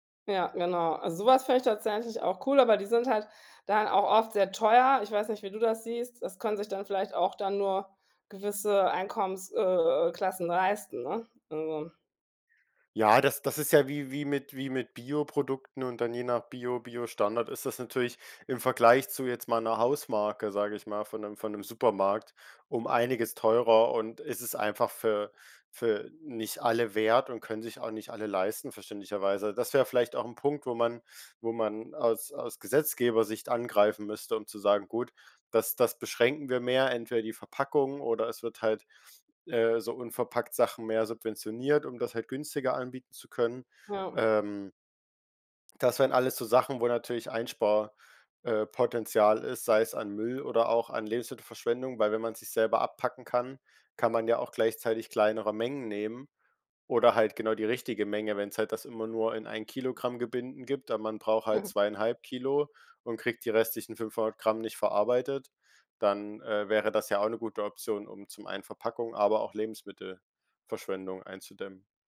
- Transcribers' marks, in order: other noise
- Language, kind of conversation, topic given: German, podcast, Wie kann man Lebensmittelverschwendung sinnvoll reduzieren?